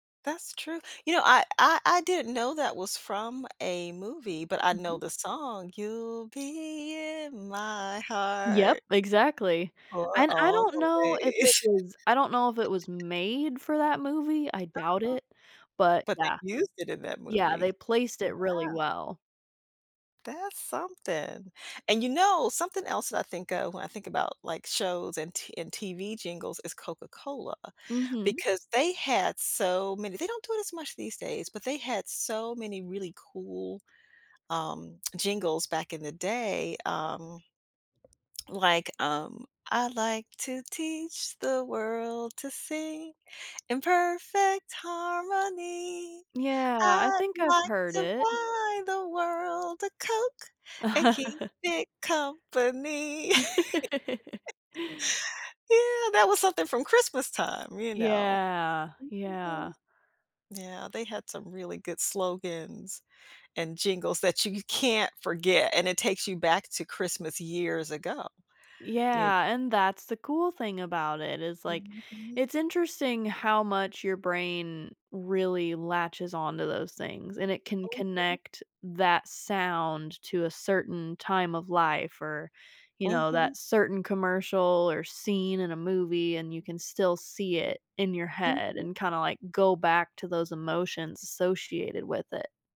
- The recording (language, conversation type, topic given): English, unstructured, How can I stop a song from bringing back movie memories?
- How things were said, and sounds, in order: tapping; singing: "You'll be in my heart"; singing: "for always"; chuckle; singing: "I like to teach the … keep it company"; laugh; laugh; background speech; unintelligible speech